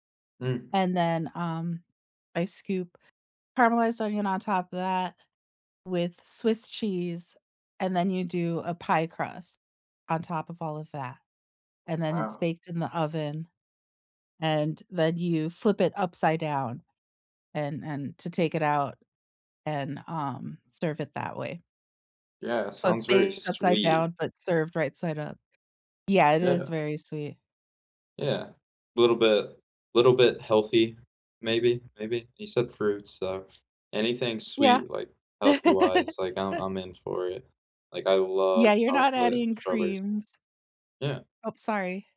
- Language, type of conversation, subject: English, unstructured, What role does food play in your social life?
- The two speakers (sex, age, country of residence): female, 45-49, United States; male, 20-24, United States
- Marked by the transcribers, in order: tapping; other background noise; laugh